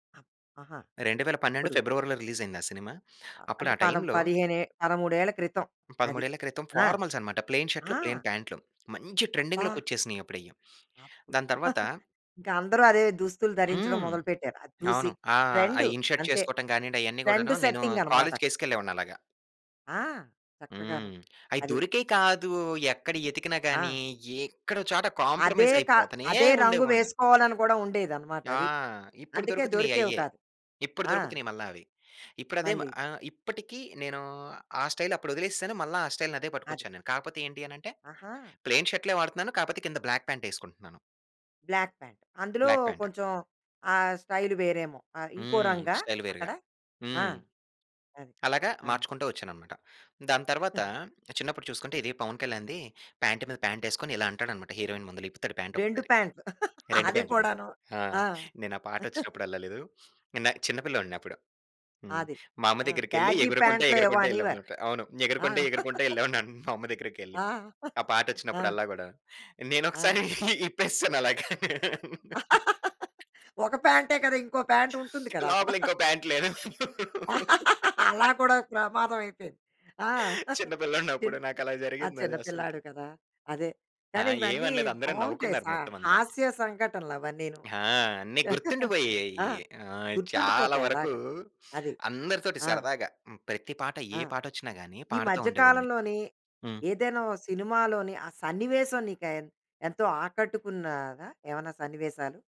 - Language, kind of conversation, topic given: Telugu, podcast, ఏదైనా సినిమా లేదా నటుడు మీ వ్యక్తిగత శైలిపై ప్రభావం చూపించారా?
- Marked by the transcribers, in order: other noise; other background noise; in English: "ట్రెండింగ్‌లోకి"; chuckle; in English: "ఇన్ షర్ట్"; in English: "కాంప్రమైజ్"; in English: "స్టైల్"; in English: "స్టైల్‌ని"; in English: "ప్లెయిన్"; in English: "బ్లాక్"; in English: "బ్లాక్ ప్యాంట్"; in English: "బ్లాక్ ప్యాంట్"; in English: "స్టైల్"; in English: "స్టైల్"; chuckle; in English: "ప్యాంట్"; laugh; chuckle; laugh; chuckle; laughing while speaking: "నేనొకసారి ఇప్పేసాను అలాగా"; laugh; laughing while speaking: "లోపల ఇంకో పాంటు లేదు"; chuckle; laugh; chuckle; tapping; chuckle